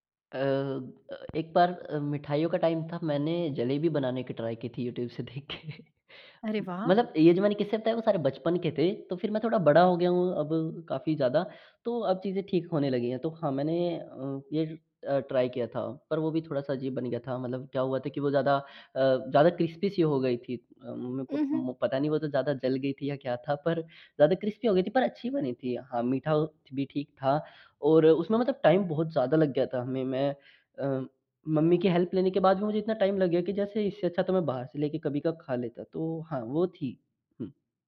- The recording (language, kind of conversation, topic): Hindi, podcast, क्या तुम्हें बचपन का कोई खास खाना याद है?
- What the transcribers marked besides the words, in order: in English: "टाइम"; in English: "ट्राई"; laughing while speaking: "से देख के"; in English: "ट्राई"; in English: "क्रिस्पी"; in English: "क्रिस्पी"; in English: "टाइम"; in English: "हेल्प"; in English: "टाइम"